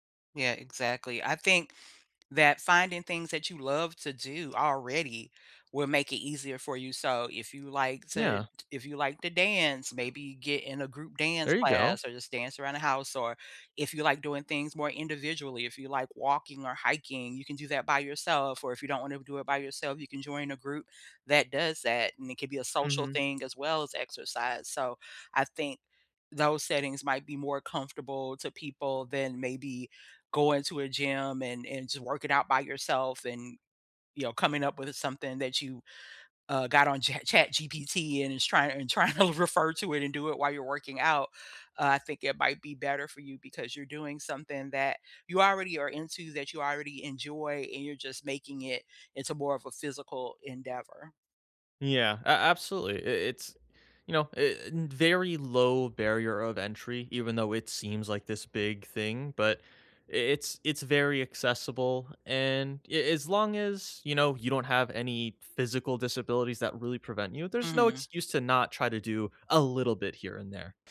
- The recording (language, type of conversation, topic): English, unstructured, How can I start exercising when I know it's good for me?
- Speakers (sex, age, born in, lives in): female, 50-54, United States, United States; male, 25-29, United States, United States
- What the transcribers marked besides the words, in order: other background noise; tapping; laughing while speaking: "tryna"